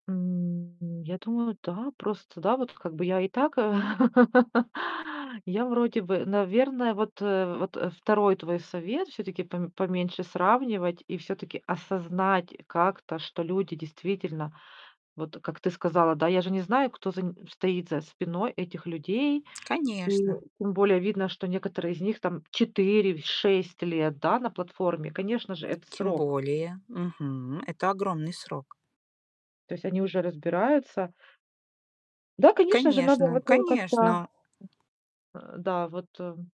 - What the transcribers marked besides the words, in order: distorted speech; laugh; tapping; other noise
- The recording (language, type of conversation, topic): Russian, advice, Почему я боюсь, что моя идея плохая, и как это мешает мне довести проект до конца?